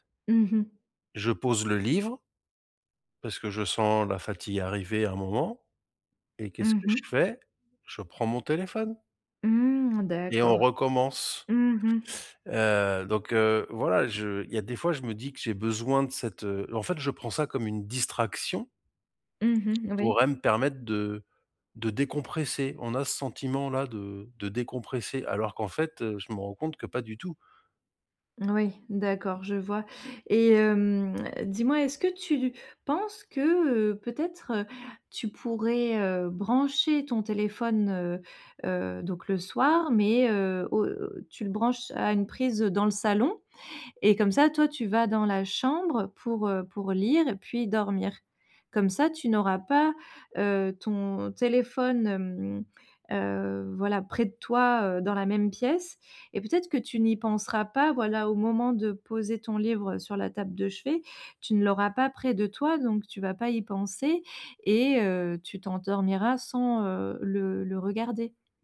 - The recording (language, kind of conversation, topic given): French, advice, Comment éviter que les écrans ne perturbent mon sommeil ?
- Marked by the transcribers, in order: none